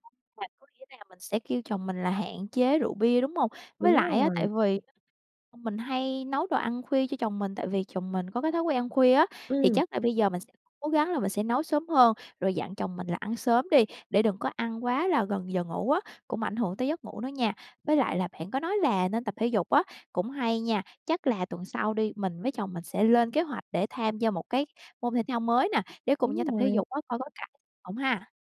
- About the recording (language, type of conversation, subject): Vietnamese, advice, Làm thế nào để xử lý tình trạng chồng/vợ ngáy to khiến cả hai mất ngủ?
- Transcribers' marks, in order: tapping; unintelligible speech